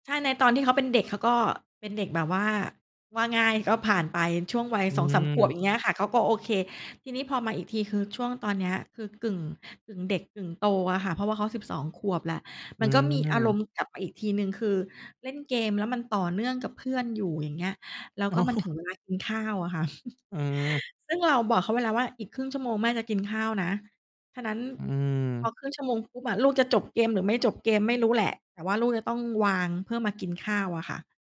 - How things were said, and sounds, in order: laughing while speaking: "อ๋อ"; other background noise; giggle
- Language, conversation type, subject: Thai, podcast, คุณตั้งกฎเรื่องการใช้โทรศัพท์มือถือระหว่างมื้ออาหารอย่างไร?